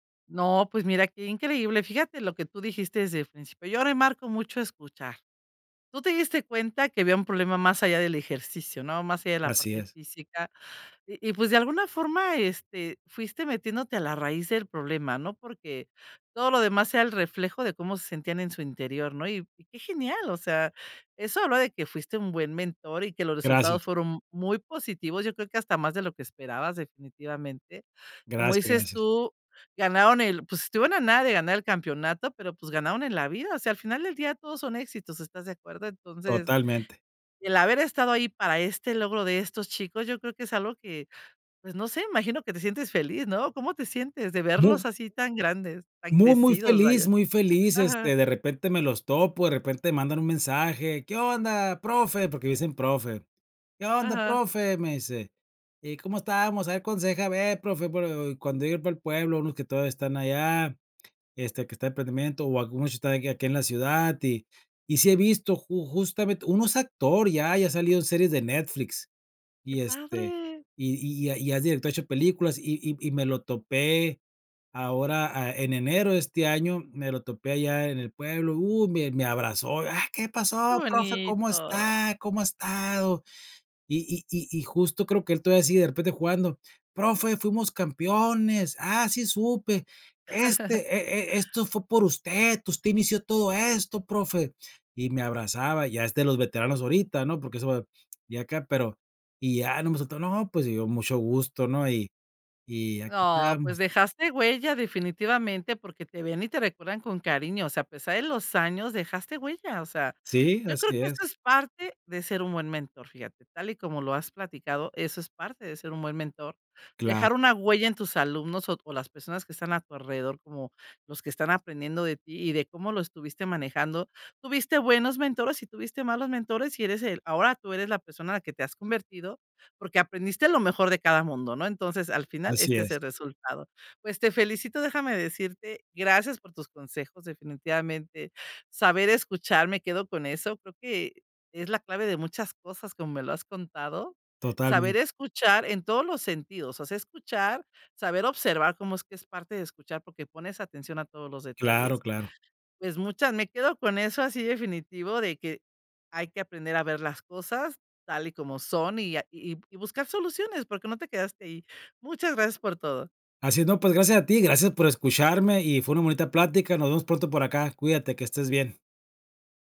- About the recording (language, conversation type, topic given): Spanish, podcast, ¿Cómo puedes convertirte en un buen mentor?
- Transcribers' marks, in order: laugh; unintelligible speech